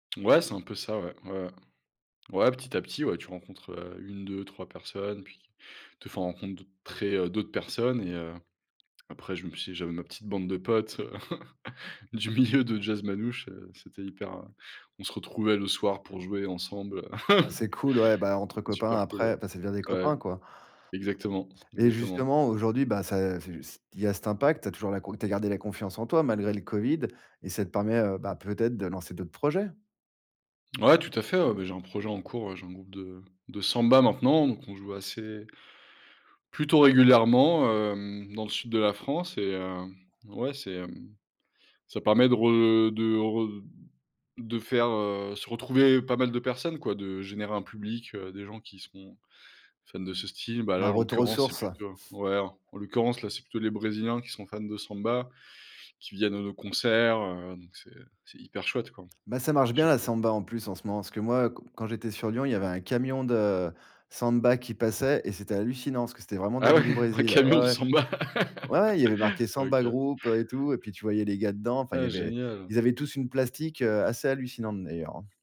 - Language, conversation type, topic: French, podcast, Raconte-moi un changement qui t'a transformé : pourquoi et comment ?
- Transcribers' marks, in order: tapping; "rencontrer" said as "rencondtrer"; chuckle; chuckle; stressed: "Samba maintenant"; laughing while speaking: "Ah ouais, un camion de samba ?"; stressed: "Ouais"